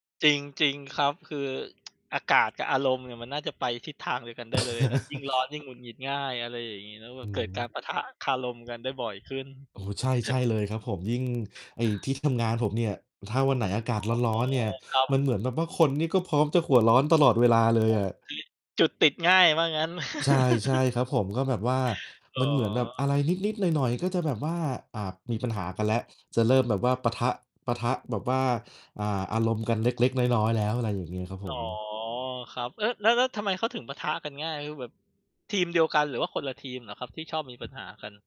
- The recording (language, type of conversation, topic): Thai, unstructured, คุณจัดการกับความขัดแย้งในที่ทำงานอย่างไร?
- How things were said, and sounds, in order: tsk; laugh; distorted speech; chuckle; unintelligible speech; tapping; chuckle